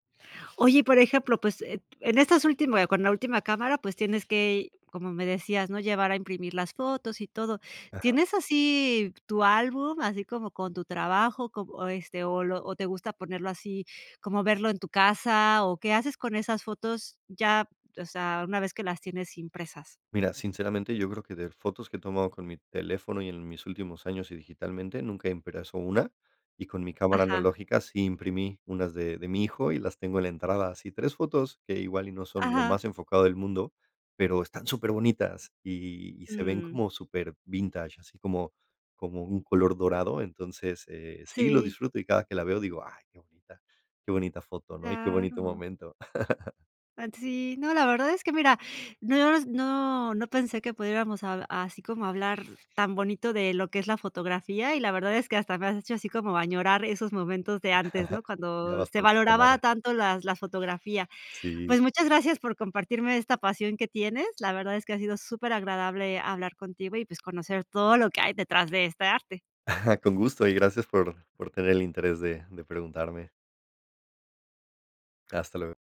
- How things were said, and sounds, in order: laugh; unintelligible speech; unintelligible speech; chuckle; chuckle
- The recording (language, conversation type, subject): Spanish, podcast, ¿Qué pasatiempos te recargan las pilas?